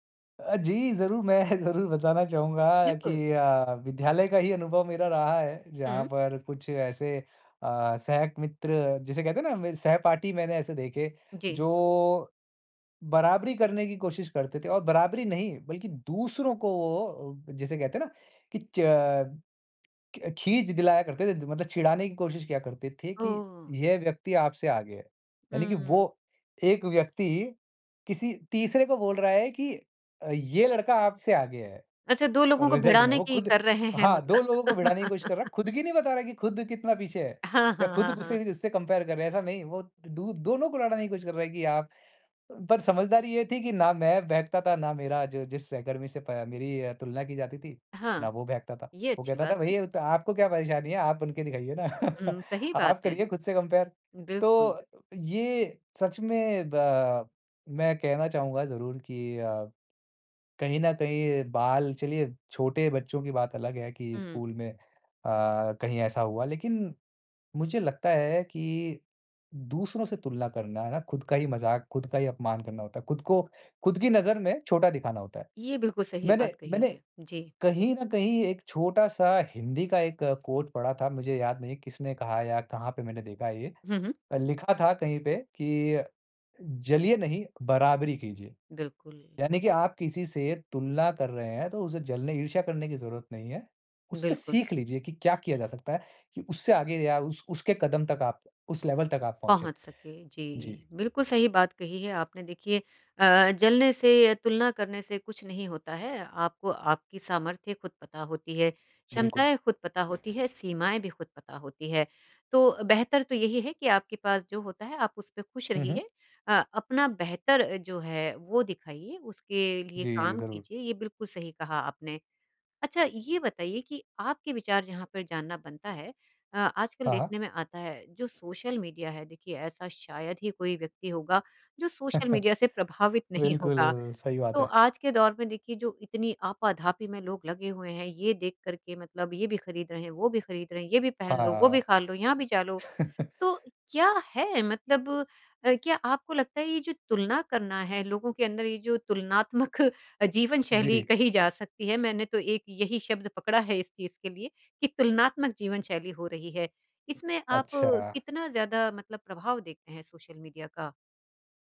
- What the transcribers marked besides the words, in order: laughing while speaking: "मैं ज़रूर बताना चाहूँगा"; horn; in English: "रिज़ल्ट"; laugh; in English: "कंपेयर"; chuckle; in English: "कंपेयर"; in English: "कोट"; in English: "लेवल"; tapping; other background noise; laughing while speaking: "नहीं होगा"; chuckle; chuckle; laughing while speaking: "तुलनात्मक"
- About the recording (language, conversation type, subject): Hindi, podcast, दूसरों से तुलना करने की आदत आपने कैसे छोड़ी?